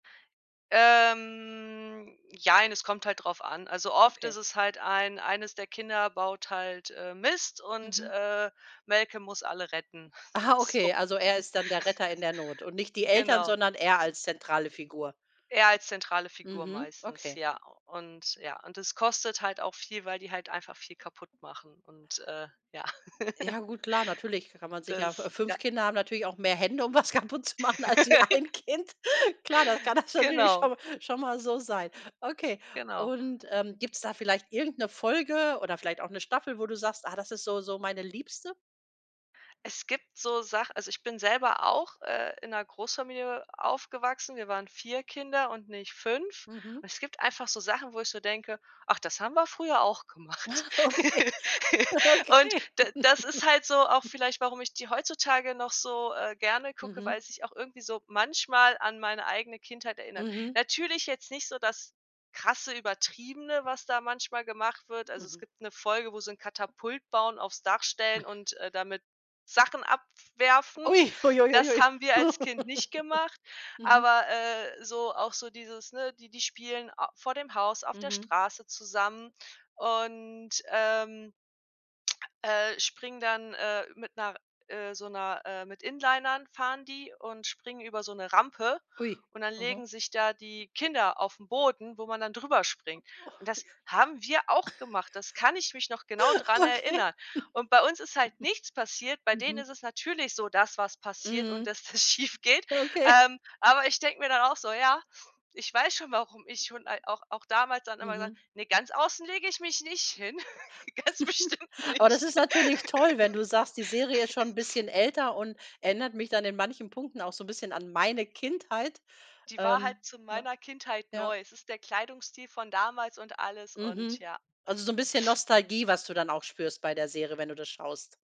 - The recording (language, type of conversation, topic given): German, podcast, Was ist deine liebste Serie zum Abschalten, und warum?
- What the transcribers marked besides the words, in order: drawn out: "Ähm"; giggle; laugh; laughing while speaking: "um was kaputt zu machen als wie ein Kind"; laugh; other background noise; joyful: "Klar, das kann das natürlich schon mal"; laughing while speaking: "okay. Okay"; laugh; surprised: "Ui"; laugh; giggle; laughing while speaking: "Okay"; giggle; laughing while speaking: "Okay"; laughing while speaking: "schiefgeht"; chuckle; joyful: "Oh, das ist natürlich toll"; laugh; laughing while speaking: "ganz bestimmt nicht"; laugh; stressed: "meine"